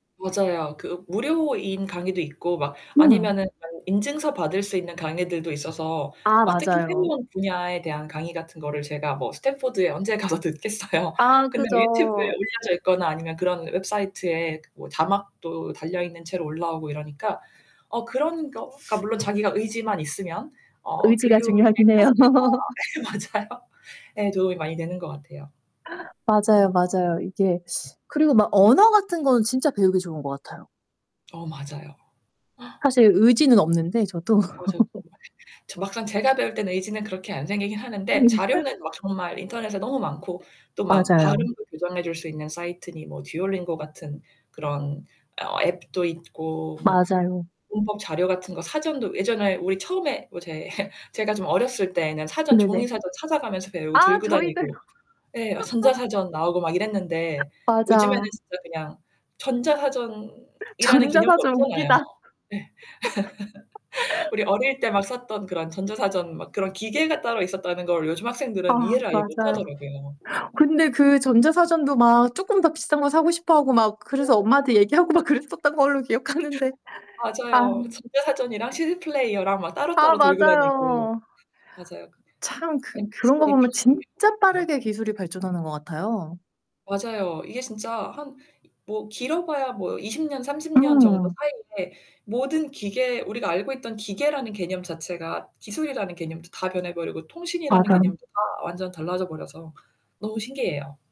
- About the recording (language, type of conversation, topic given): Korean, unstructured, 기술 발전이 우리의 일상에 어떤 긍정적인 영향을 미칠까요?
- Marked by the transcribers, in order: static; distorted speech; laughing while speaking: "가서 듣겠어요"; other background noise; laughing while speaking: "예 맞아요"; laugh; gasp; laugh; laughing while speaking: "네"; tapping; laughing while speaking: "제"; laugh; laughing while speaking: "전자사전"; laugh; gasp; unintelligible speech; laughing while speaking: "얘기하고 막"; laughing while speaking: "기억하는데"; stressed: "진짜"